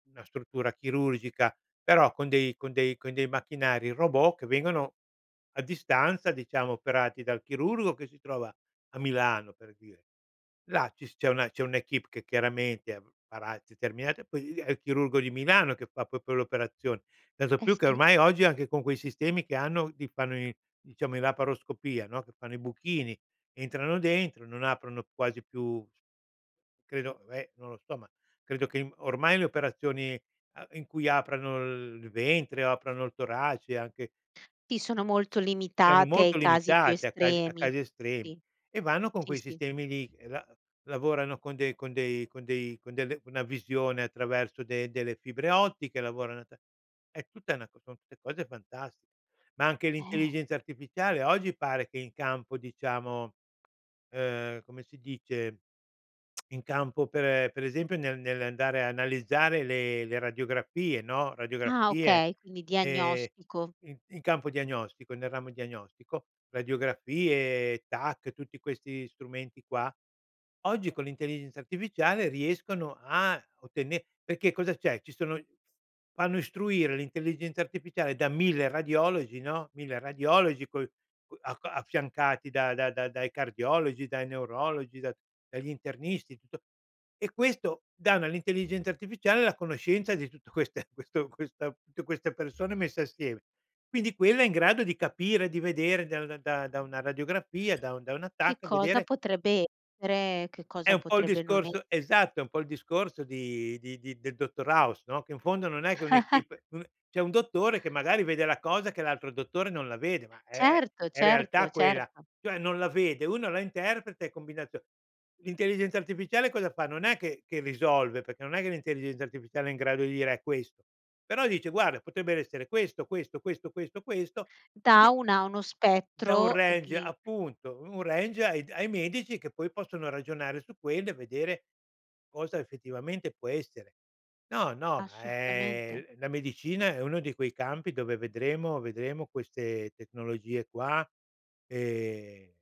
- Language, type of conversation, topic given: Italian, podcast, Come cambierà la medicina grazie alle tecnologie digitali?
- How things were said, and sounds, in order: in French: "un'équipe"; "proprio" said as "popio"; other background noise; tapping; tsk; chuckle; in French: "un'équipe"; in English: "range"; in English: "range"